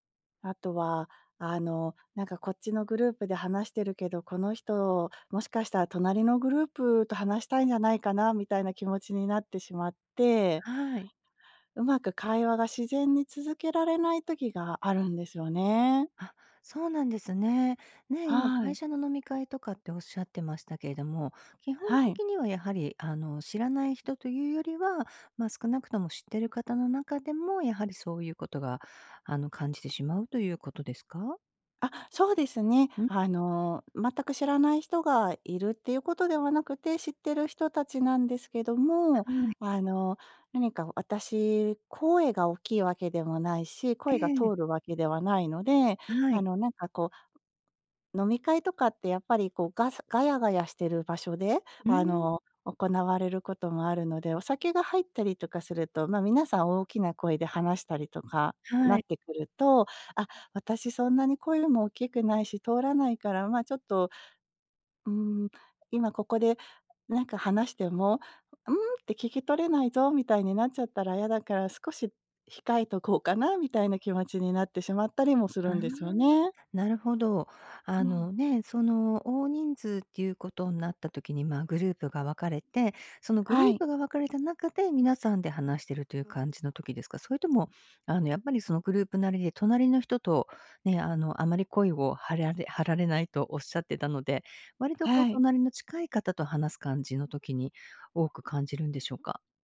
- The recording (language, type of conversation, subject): Japanese, advice, 大勢の場で会話を自然に続けるにはどうすればよいですか？
- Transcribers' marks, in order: none